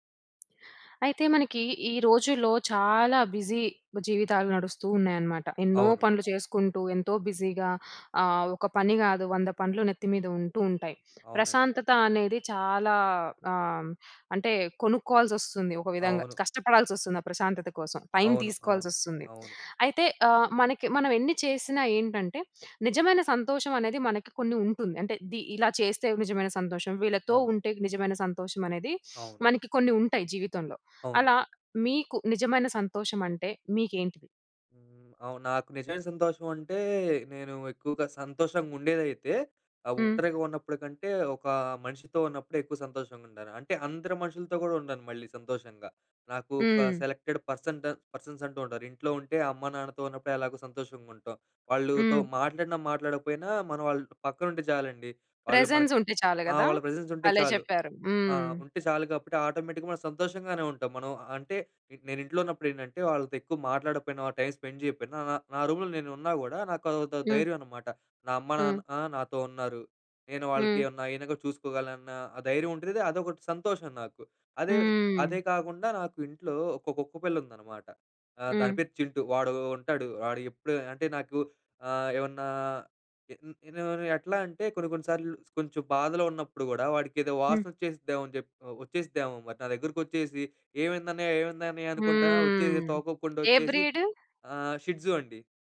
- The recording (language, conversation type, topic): Telugu, podcast, మీరు నిజమైన సంతోషాన్ని ఎలా గుర్తిస్తారు?
- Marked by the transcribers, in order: in English: "బిజీ"; in English: "బిజీగా"; in English: "టైమ్"; sniff; in English: "సెలెక్టెడ్ పర్సన్ట్ పర్సన్స్"; in English: "ప్రసెన్స్"; in English: "ప్రెజెన్స్"; in English: "ఆటోమేటిక్‌గా"; in English: "టైమ్ స్పెండ్"; in English: "రూమ్‌లో"; drawn out: "హ్మ్"; in English: "బ్రీడ్?"